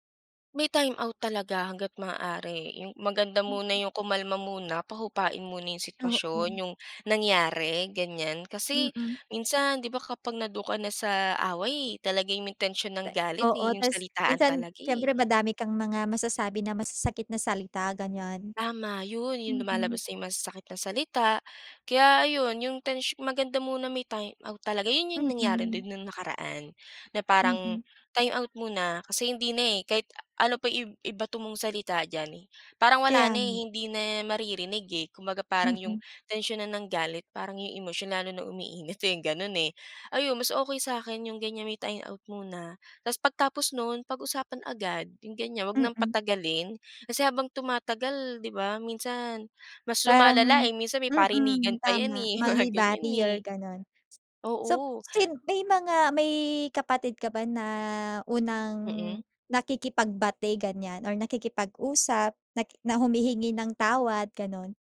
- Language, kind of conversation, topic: Filipino, podcast, Paano ninyo nilulutas ang mga alitan sa bahay?
- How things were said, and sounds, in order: other background noise